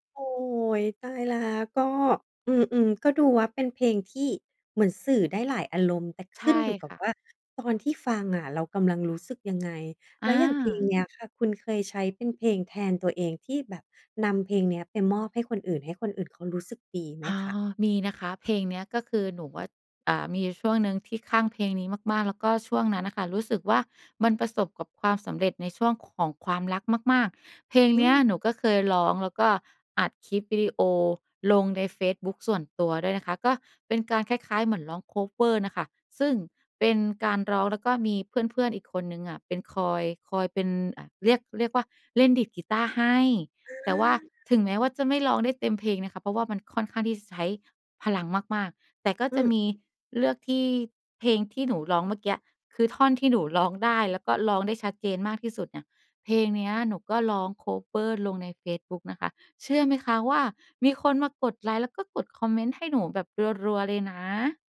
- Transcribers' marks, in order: in English: "คัฟเวอร์"; in English: "คัฟเวอร์"
- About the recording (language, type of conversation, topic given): Thai, podcast, เพลงอะไรที่ทำให้คุณรู้สึกว่าเป็นตัวตนของคุณมากที่สุด?